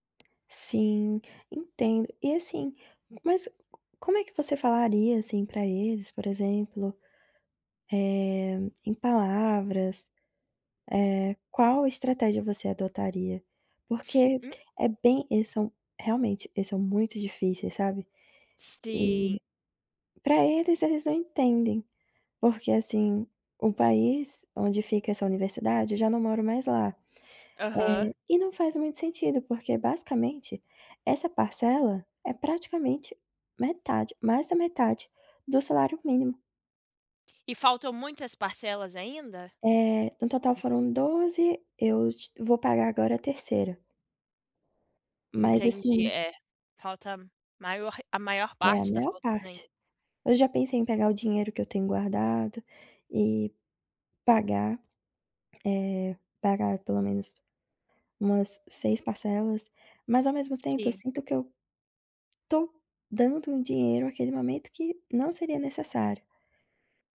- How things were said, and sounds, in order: tapping; sniff
- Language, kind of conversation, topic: Portuguese, advice, Como posso priorizar pagamentos e reduzir minhas dívidas de forma prática?
- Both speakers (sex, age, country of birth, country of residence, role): female, 25-29, Brazil, Belgium, user; female, 25-29, Brazil, United States, advisor